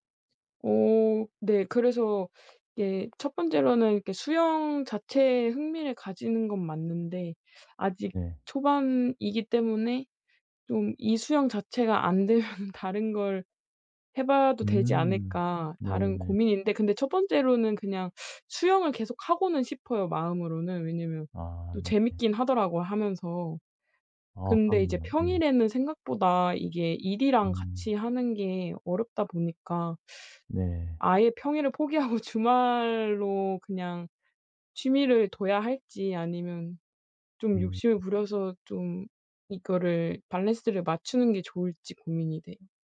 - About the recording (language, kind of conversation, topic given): Korean, advice, 바쁜 일정 속에서 취미 시간을 어떻게 확보할 수 있을까요?
- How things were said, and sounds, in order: laughing while speaking: "안되면은"; teeth sucking; laughing while speaking: "포기하고"; in English: "밸런스를"